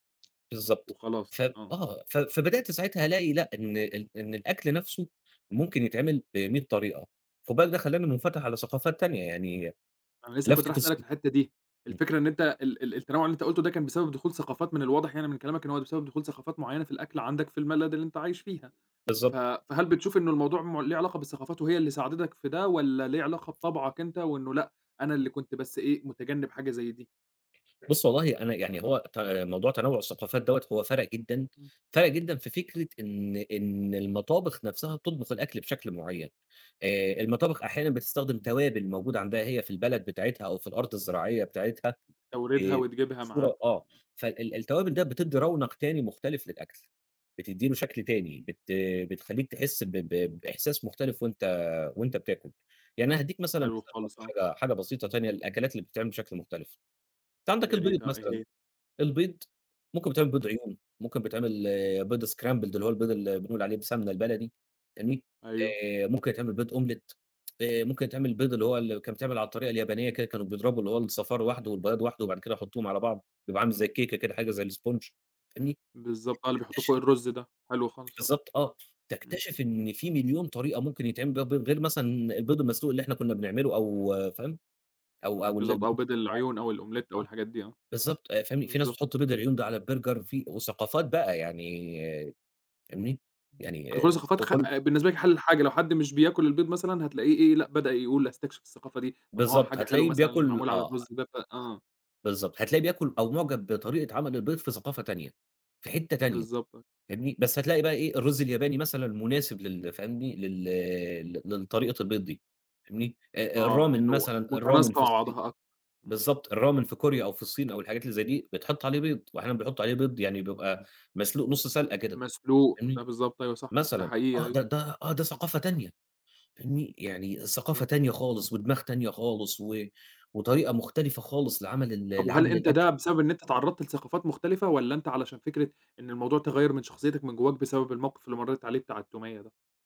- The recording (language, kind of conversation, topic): Arabic, podcast, ايه هو الطعم اللي غيّر علاقتك بالأكل؟
- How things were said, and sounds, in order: tapping; "البلد" said as "الملد"; other background noise; unintelligible speech; in English: "scrambled"; in English: "أومليت"; tsk; in English: "السبونج"; in English: "الأومليت"; unintelligible speech; other noise; unintelligible speech; in Korean: "الRamyeon"; in Korean: "الRamyeon"; in Korean: "الRamyeon"